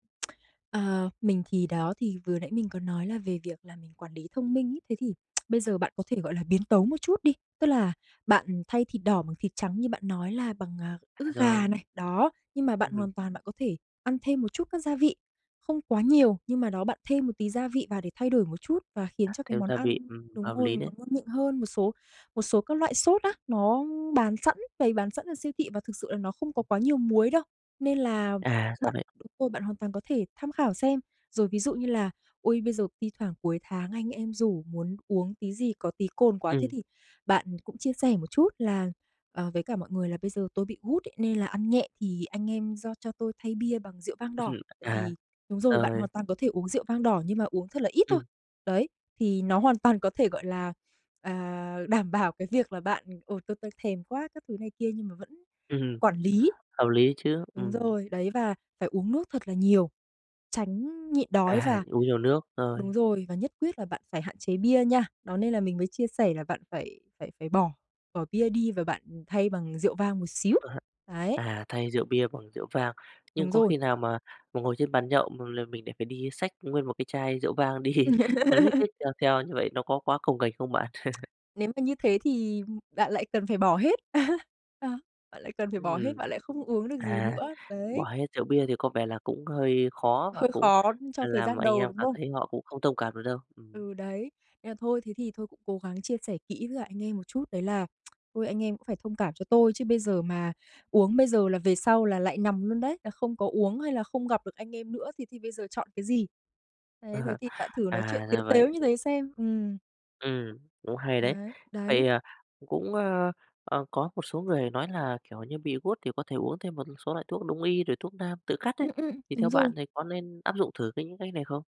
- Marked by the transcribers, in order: tsk; tapping; tsk; other background noise; chuckle; laughing while speaking: "đi"; laugh; tsk; chuckle; chuckle; tsk; chuckle
- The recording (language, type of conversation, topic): Vietnamese, advice, Làm sao tôi có thể vừa ăn kiêng vì sức khỏe vừa tận hưởng việc ăn uống mà không thấy bối rối?